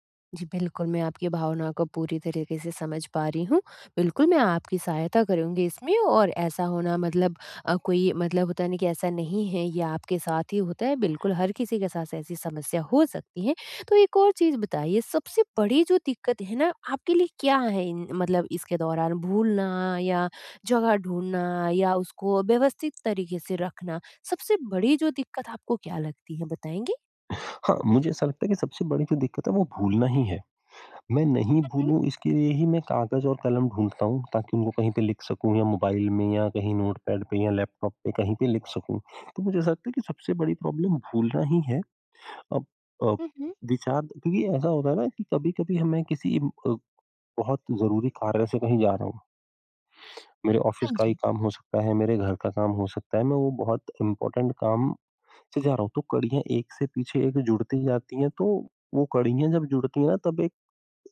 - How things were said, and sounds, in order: other background noise; in English: "प्रॉब्लम"; in English: "ऑफ़िस"; in English: "इम्पोर्टेंट"
- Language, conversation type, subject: Hindi, advice, मैं अपनी रचनात्मक टिप्पणियाँ और विचार व्यवस्थित रूप से कैसे रख सकता/सकती हूँ?